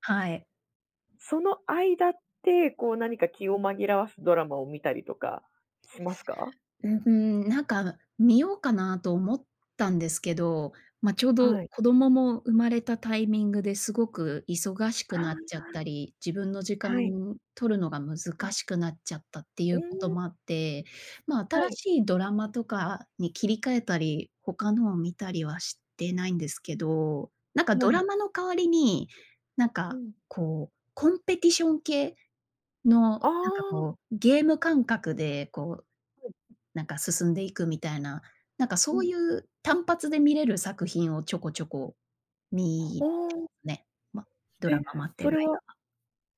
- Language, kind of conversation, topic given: Japanese, podcast, 最近ハマっているドラマは、どこが好きですか？
- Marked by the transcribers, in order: in English: "コンペティション"; other noise; tapping